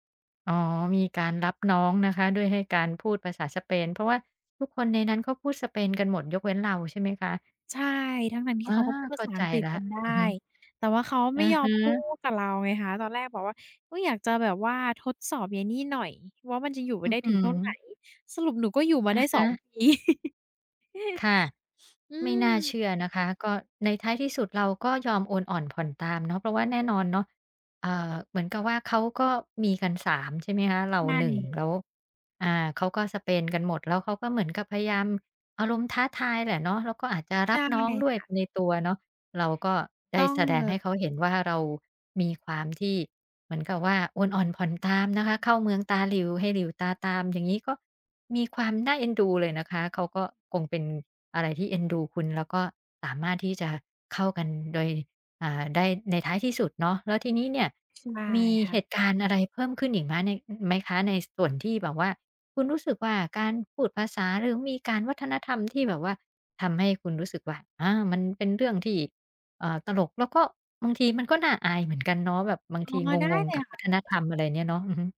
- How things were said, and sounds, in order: chuckle; tapping
- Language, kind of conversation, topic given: Thai, podcast, คุณเคยเจอเหตุการณ์วัฒนธรรมชนกันจนตลกหรืออึดอัดไหม เล่าให้ฟังหน่อยได้ไหม?